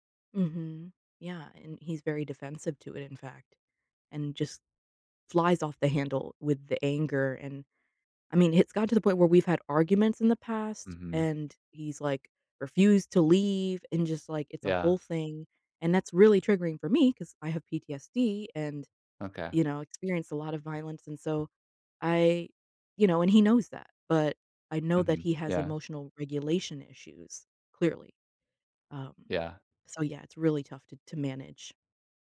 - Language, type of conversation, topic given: English, advice, How can I address ongoing tension with a close family member?
- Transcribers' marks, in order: none